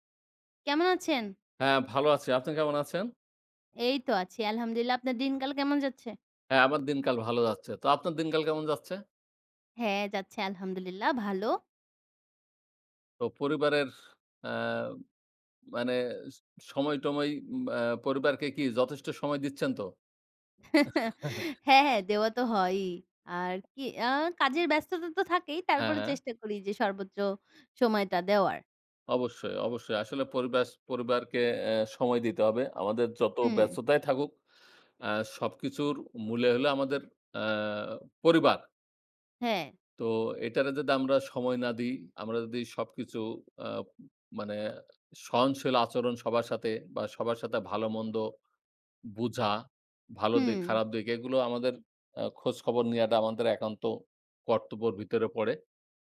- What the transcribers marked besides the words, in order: chuckle; stressed: "পরিবার"
- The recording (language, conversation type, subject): Bengali, unstructured, আপনার মতে ভালো নেতৃত্বের গুণগুলো কী কী?
- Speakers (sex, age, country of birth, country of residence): female, 20-24, Bangladesh, Bangladesh; male, 25-29, Bangladesh, Bangladesh